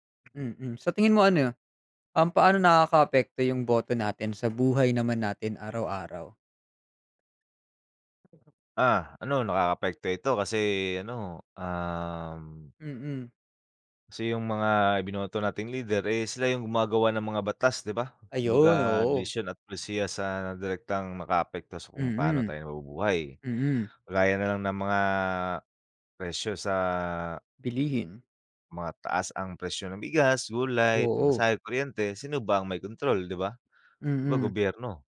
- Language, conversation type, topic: Filipino, unstructured, Paano mo ipaliliwanag ang kahalagahan ng pagboto sa halalan?
- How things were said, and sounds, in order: tapping